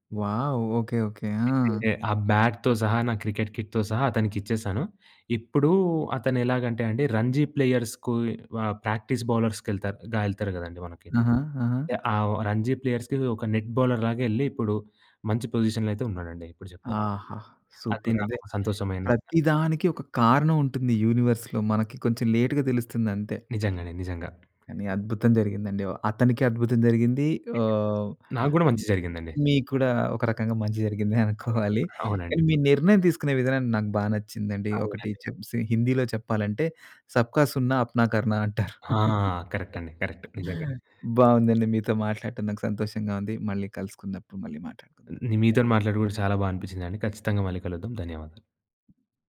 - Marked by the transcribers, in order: in English: "వావ్!"; in English: "కిట్‌తో"; in English: "ప్లేయర్స్"; in English: "ప్లేయర్స్‌కి"; in English: "నెట్"; in English: "సూపర్"; tapping; in English: "యూనివర్స్‌లో"; in English: "లేట్‌గ"; other noise; giggle; in Hindi: "సబ్కా సున్నా అప్నా కర్నా"; laugh; in English: "కరెక్ట్"; in English: "కరెక్ట్"; in English: "థాంక్యూ"
- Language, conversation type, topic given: Telugu, podcast, కుటుంబం, స్నేహితుల అభిప్రాయాలు మీ నిర్ణయాన్ని ఎలా ప్రభావితం చేస్తాయి?